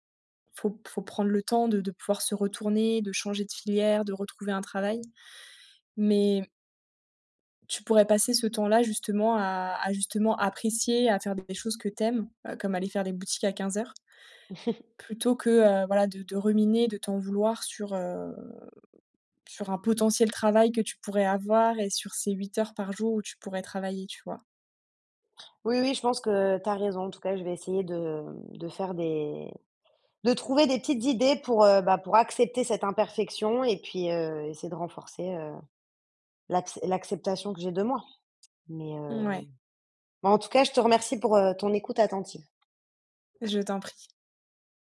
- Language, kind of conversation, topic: French, advice, Pourquoi ai-je l’impression de devoir afficher une vie parfaite en public ?
- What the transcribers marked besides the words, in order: chuckle; drawn out: "heu"; stressed: "de trouver"; tapping